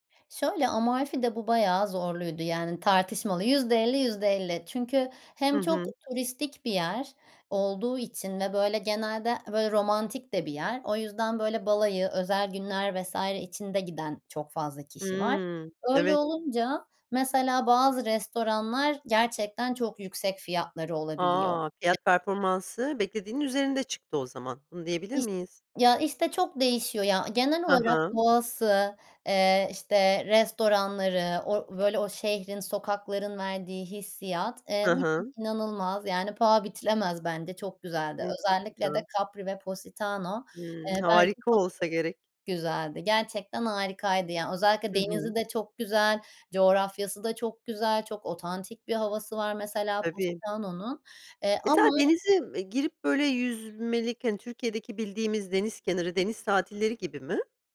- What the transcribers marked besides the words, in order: alarm; other background noise; unintelligible speech; drawn out: "güzel"; drawn out: "güzel"
- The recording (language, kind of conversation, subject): Turkish, podcast, En unutamadığın seyahat anını anlatır mısın?